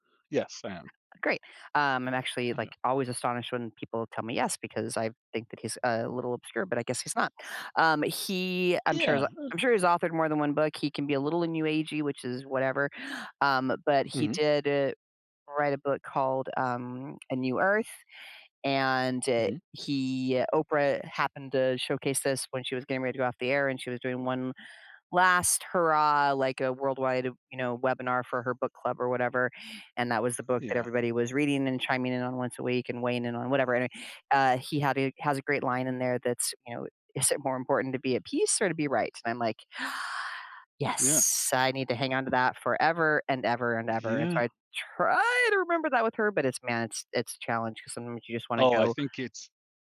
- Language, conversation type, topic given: English, advice, How can I stop feeling grossed out by my messy living space and start keeping it tidy?
- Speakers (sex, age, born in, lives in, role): female, 55-59, United States, United States, user; male, 45-49, United States, United States, advisor
- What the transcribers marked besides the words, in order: other background noise; gasp; stressed: "try"